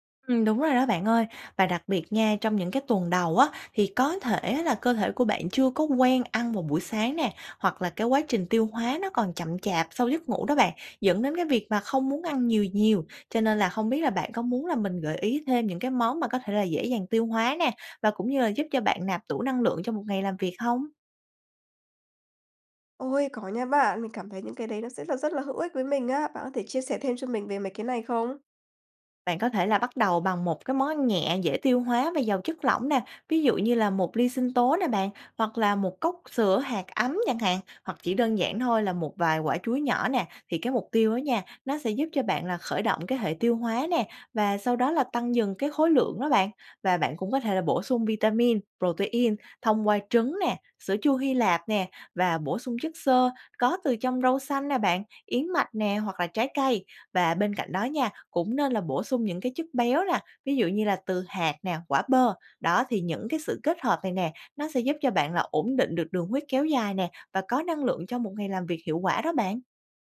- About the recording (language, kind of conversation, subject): Vietnamese, advice, Làm sao để duy trì một thói quen mới mà không nhanh nản?
- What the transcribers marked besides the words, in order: tapping